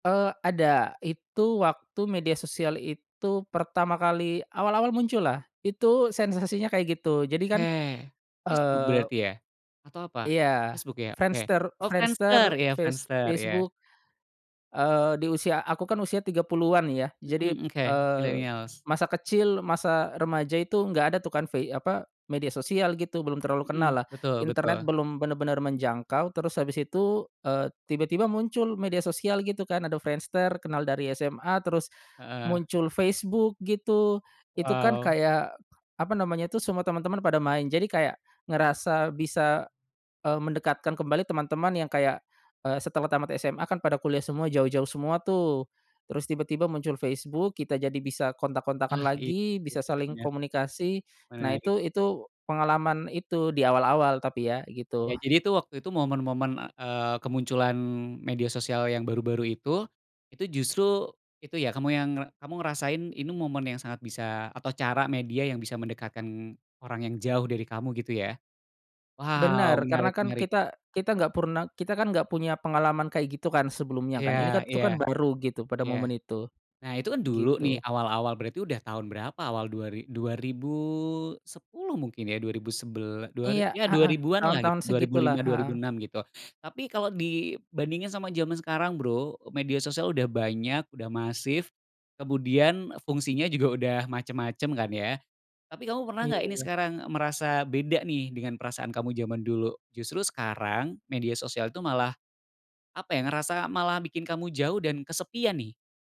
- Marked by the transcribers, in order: tapping
- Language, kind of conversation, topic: Indonesian, podcast, Apakah menurut kamu media sosial lebih banyak menghubungkan orang atau justru membuat mereka merasa terisolasi?